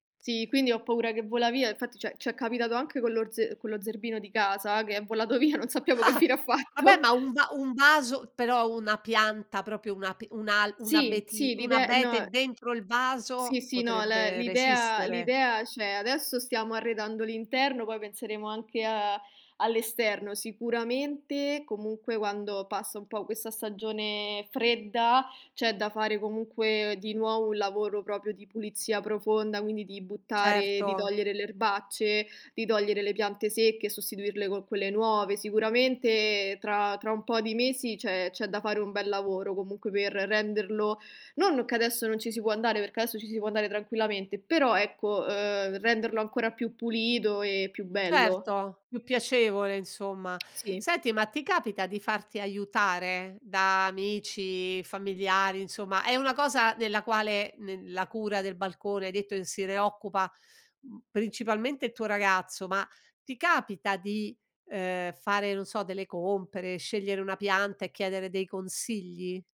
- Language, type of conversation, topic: Italian, podcast, Cosa fai per rendere più vivibile un balcone o un terrazzo?
- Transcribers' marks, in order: laughing while speaking: "volato via, non sappiamo che fine ha fatto"; laugh; "proprio" said as "propio"; other background noise; "proprio" said as "propio"